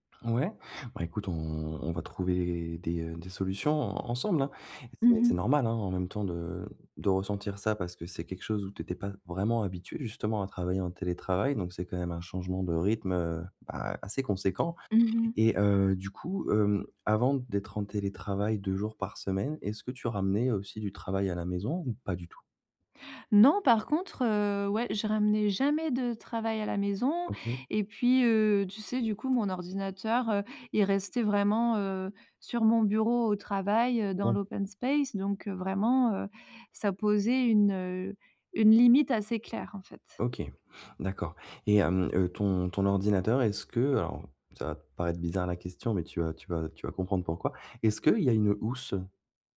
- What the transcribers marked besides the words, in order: other background noise
- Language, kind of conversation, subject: French, advice, Comment puis-je mieux séparer mon travail de ma vie personnelle ?